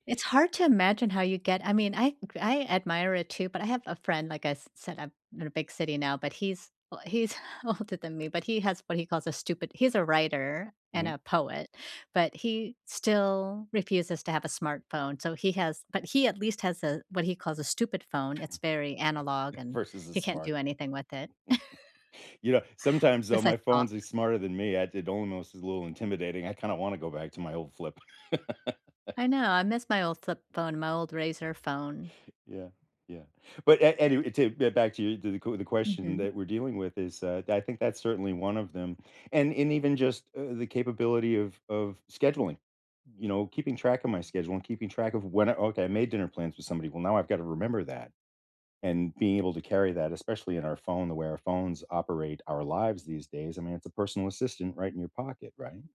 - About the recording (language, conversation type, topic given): English, unstructured, How is technology reshaping your friendships, and how can you deepen your connections both online and offline?
- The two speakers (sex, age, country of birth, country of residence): female, 55-59, Vietnam, United States; male, 55-59, United States, United States
- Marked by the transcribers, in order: other background noise; chuckle; chuckle; laugh; tapping